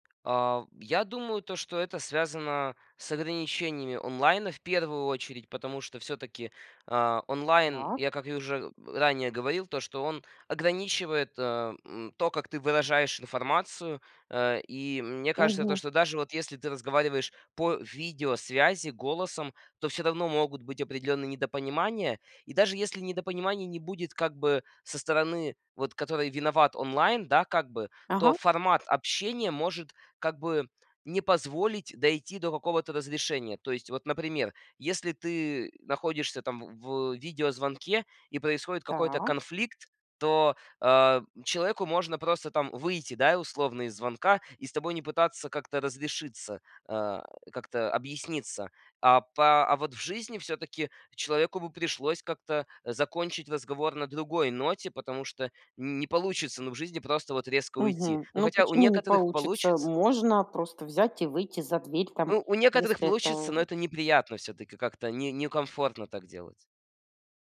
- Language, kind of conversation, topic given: Russian, podcast, Что помогает избежать недопониманий онлайн?
- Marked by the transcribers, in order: tapping; unintelligible speech